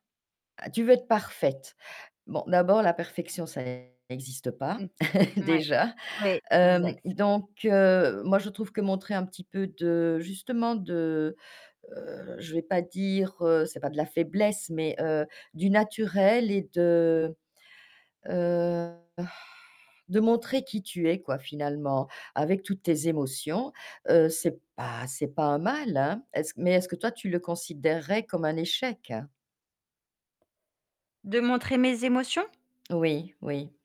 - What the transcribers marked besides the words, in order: distorted speech; chuckle; sigh; tapping
- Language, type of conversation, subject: French, advice, Comment se manifeste ton anxiété avant une présentation ou une prise de parole en public ?